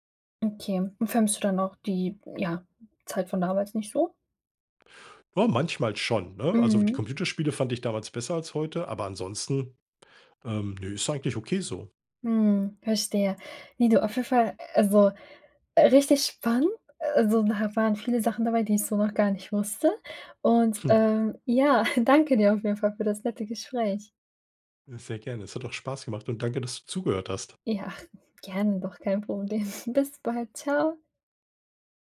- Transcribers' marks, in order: chuckle; laugh; laughing while speaking: "Problem"
- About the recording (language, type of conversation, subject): German, podcast, Wie hat Social Media deine Unterhaltung verändert?
- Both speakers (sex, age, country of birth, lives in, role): female, 25-29, Germany, Germany, host; male, 45-49, Germany, Germany, guest